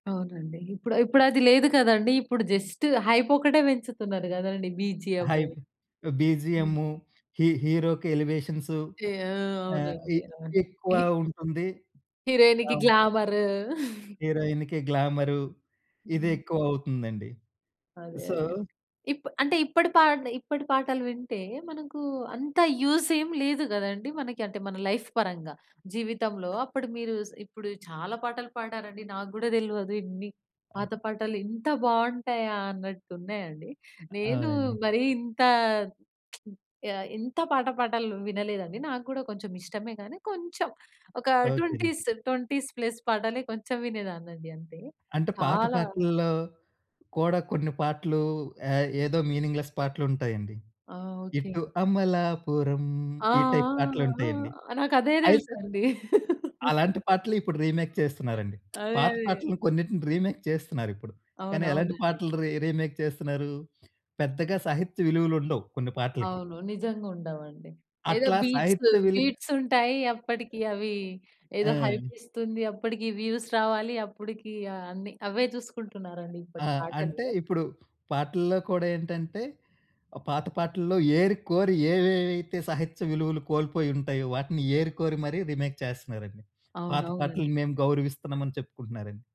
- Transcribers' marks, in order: in English: "జస్ట్"; in English: "హైప్"; tapping; in English: "హీరోయినికి గ్లామర్"; giggle; in English: "హీరోయినికి"; in English: "సో"; in English: "లైఫ్"; other background noise; stressed: "ఇంత"; lip smack; in English: "ట్వెంటీస్ ట్వెంటీస్ ప్లస్"; in English: "మీనింగ్‌లెస్"; singing: "ఇటు అమలాపురం"; in English: "టైప్"; laugh; in English: "రీమేక్"; lip smack; in English: "రీమేక్"; in English: "బీట్స్"; in English: "వ్యూస్"; in English: "రిమేక్"
- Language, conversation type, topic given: Telugu, podcast, పాత పాటలు వింటే మీ మనసులో ఎలాంటి మార్పులు వస్తాయి?